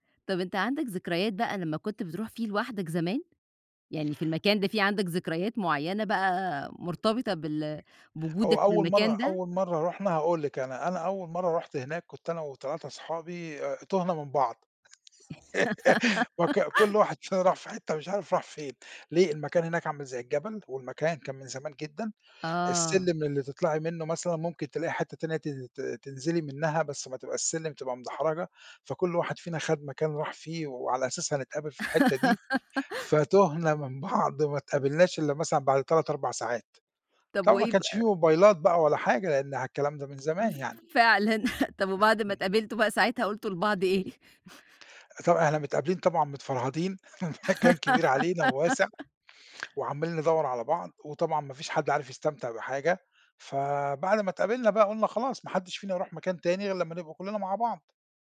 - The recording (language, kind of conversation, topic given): Arabic, podcast, إيه المكان في الطبيعة اللي أثّر فيك، وليه؟
- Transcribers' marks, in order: laugh; giggle; giggle; laughing while speaking: "بعض"; chuckle; chuckle; laugh; laughing while speaking: "المكان"; giggle